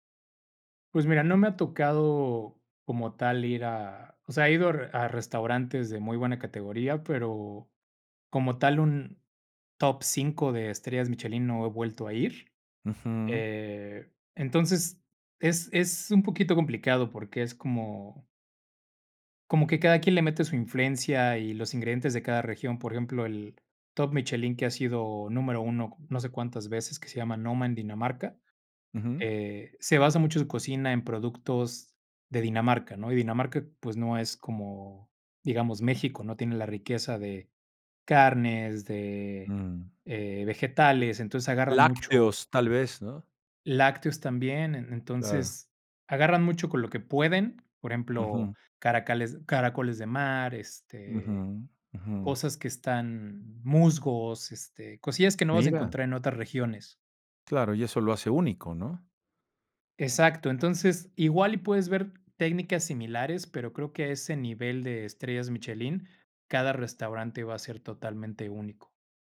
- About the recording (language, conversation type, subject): Spanish, podcast, ¿Cuál fue la mejor comida que recuerdas haber probado?
- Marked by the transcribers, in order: other background noise; "caracoles-" said as "caracales"